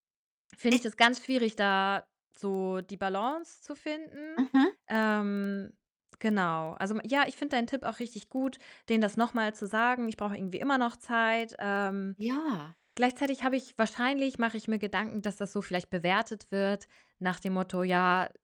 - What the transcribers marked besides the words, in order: other background noise; distorted speech
- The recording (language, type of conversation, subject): German, advice, Wie kann ich meiner Familie erklären, dass ich im Moment kaum Kraft habe, obwohl sie viel Energie von mir erwartet?